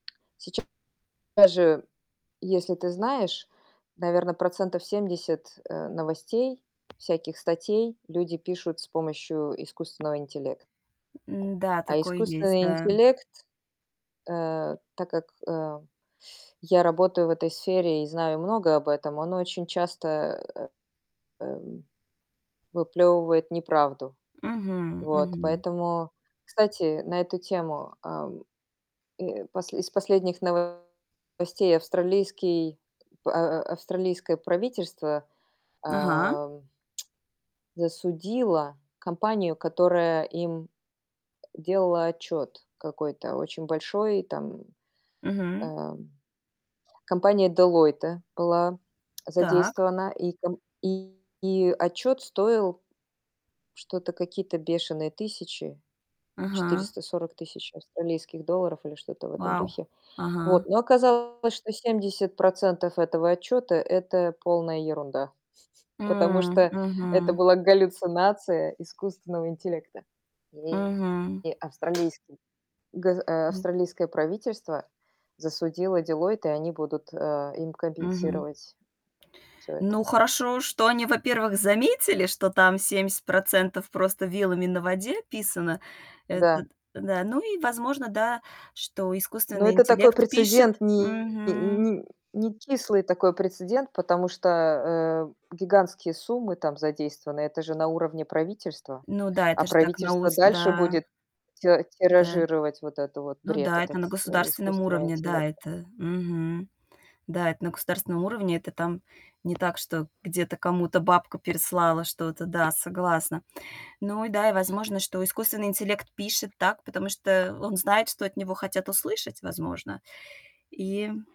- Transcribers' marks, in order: tapping; other noise; static; distorted speech; chuckle; other background noise
- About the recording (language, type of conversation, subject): Russian, podcast, Как вы решаете, каким онлайн-новостям можно доверять?